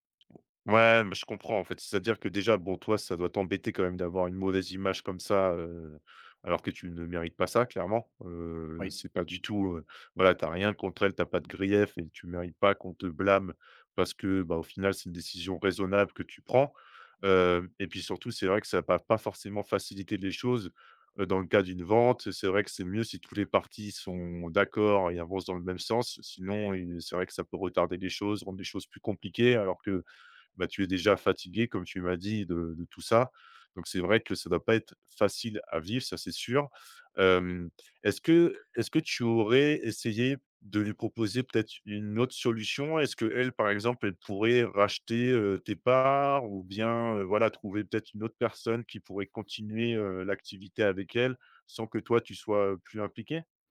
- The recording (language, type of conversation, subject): French, advice, Comment gérer une dispute avec un ami après un malentendu ?
- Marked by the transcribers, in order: tapping